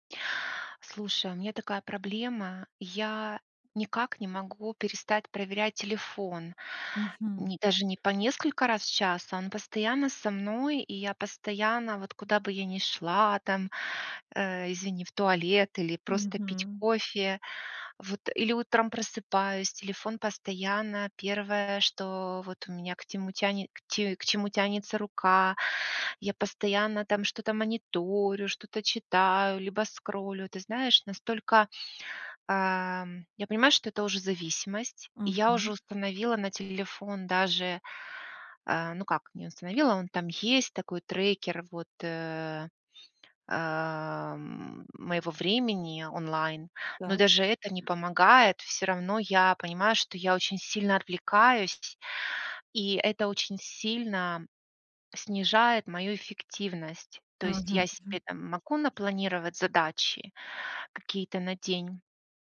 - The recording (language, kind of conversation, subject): Russian, advice, Как перестать проверять телефон по несколько раз в час?
- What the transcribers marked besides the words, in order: in English: "скроллю"; in English: "трекер"